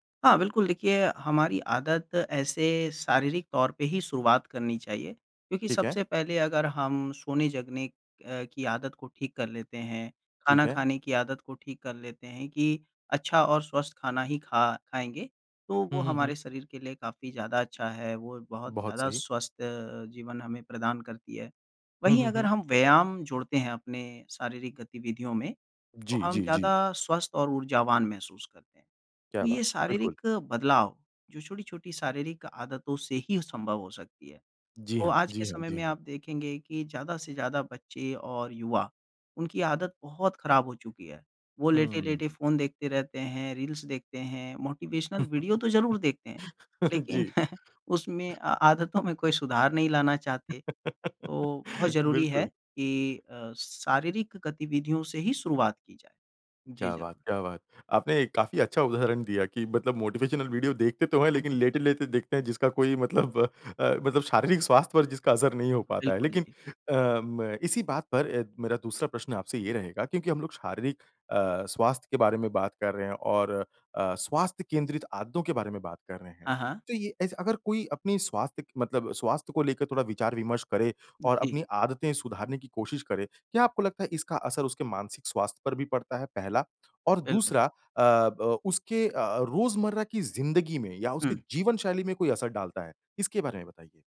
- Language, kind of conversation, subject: Hindi, podcast, नई स्वस्थ आदत शुरू करने के लिए आपका कदम-दर-कदम तरीका क्या है?
- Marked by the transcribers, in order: tapping; laugh; laughing while speaking: "जी"; in English: "मोटिवेशनल वीडियो"; chuckle; laugh; laughing while speaking: "बिल्कुल"; in English: "मोटिवेशनल वीडियो"; laughing while speaking: "मतलब अ, मतलब शारीरिक स्वास्थ्य पर जिसका असर नहीं हो पाता है"